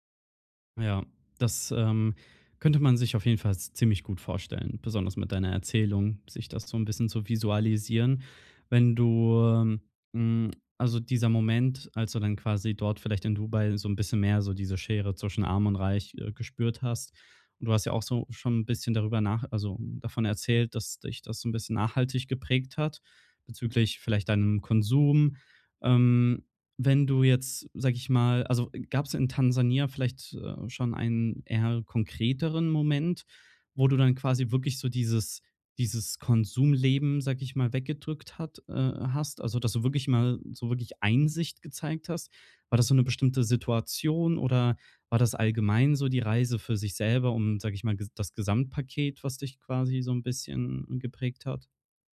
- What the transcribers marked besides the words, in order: none
- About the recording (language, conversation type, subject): German, podcast, Was hat dir deine erste große Reise beigebracht?